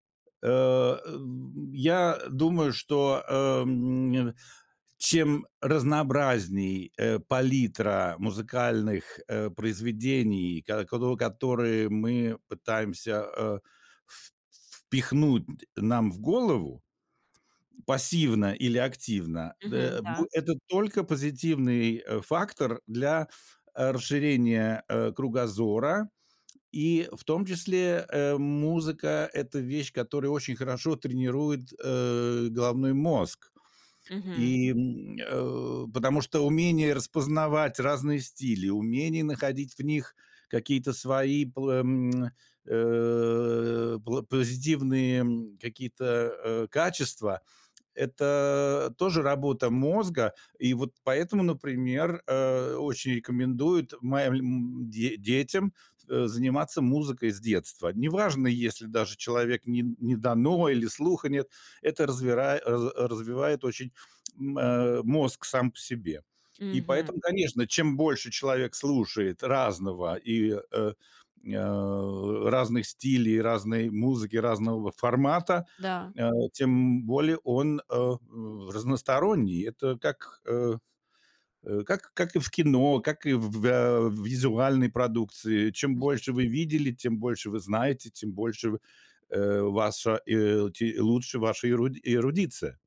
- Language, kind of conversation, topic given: Russian, podcast, Как окружение влияет на то, что ты слушаешь?
- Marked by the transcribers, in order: tapping; other background noise